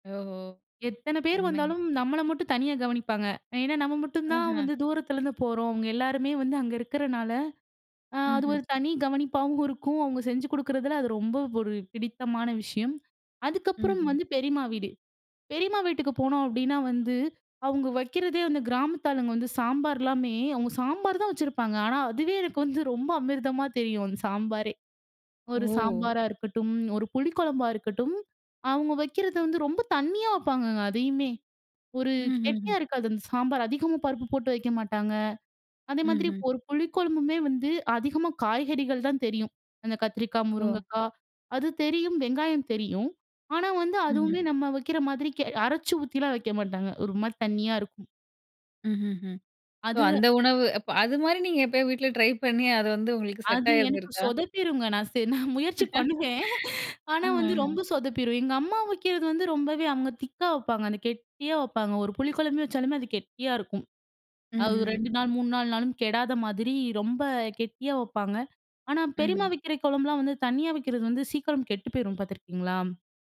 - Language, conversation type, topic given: Tamil, podcast, உறவினர்களுடன் பகிர்ந்துகொள்ளும் நினைவுகளைத் தூண்டும் உணவு எது?
- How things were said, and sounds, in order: laughing while speaking: "நான் முயற்சி பண்ணுவேன். ஆனா வந்து ரொம்ப சொதப்பிரும்"; laugh